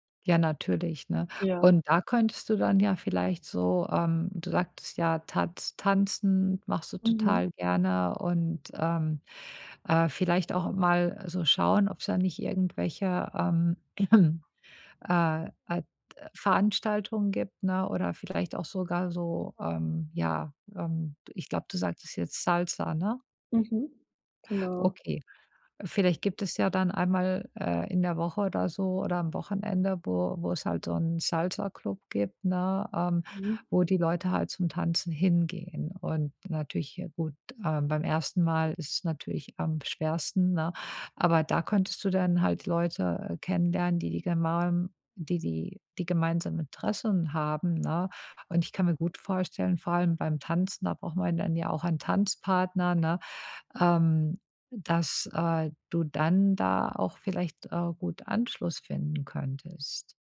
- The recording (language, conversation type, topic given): German, advice, Wie kann ich entspannt neue Leute kennenlernen, ohne mir Druck zu machen?
- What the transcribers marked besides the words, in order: cough